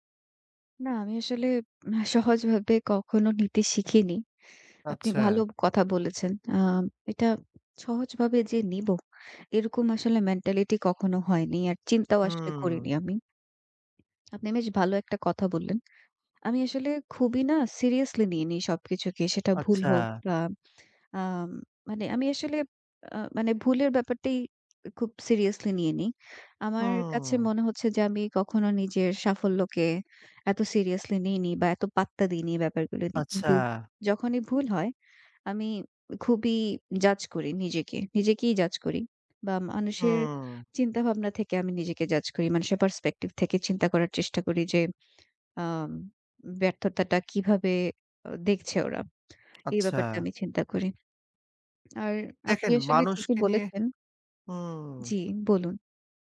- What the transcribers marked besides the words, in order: tapping; "বেশ" said as "মেশ"; other background noise
- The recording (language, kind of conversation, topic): Bengali, advice, জনসমক্ষে ভুল করার পর তীব্র সমালোচনা সহ্য করে কীভাবে মানসিক শান্তি ফিরিয়ে আনতে পারি?